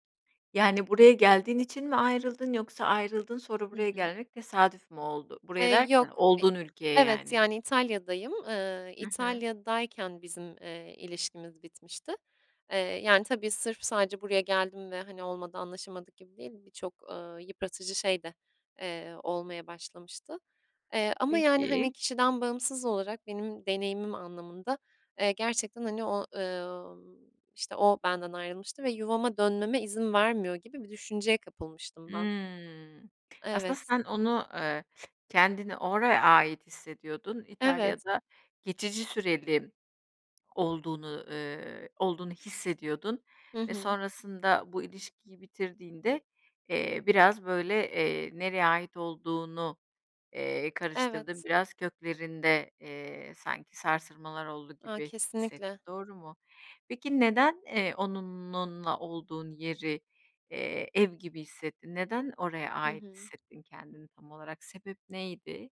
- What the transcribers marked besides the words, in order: other background noise; "onunla" said as "onununla"; tapping
- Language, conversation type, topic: Turkish, podcast, Kendini en çok ait hissettiğin yeri anlatır mısın?